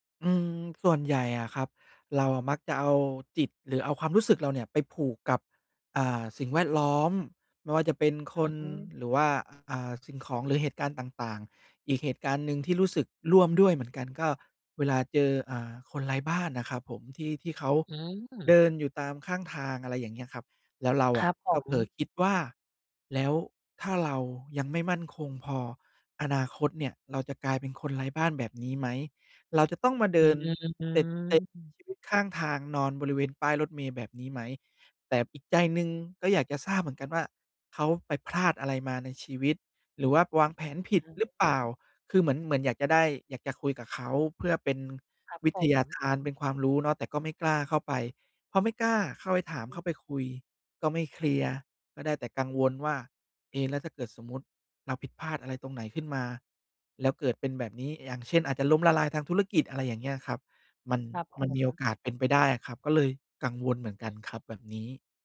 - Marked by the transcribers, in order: other background noise; unintelligible speech
- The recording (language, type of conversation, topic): Thai, advice, ทำไมฉันถึงอยู่กับปัจจุบันไม่ได้และเผลอเหม่อคิดเรื่องอื่นตลอดเวลา?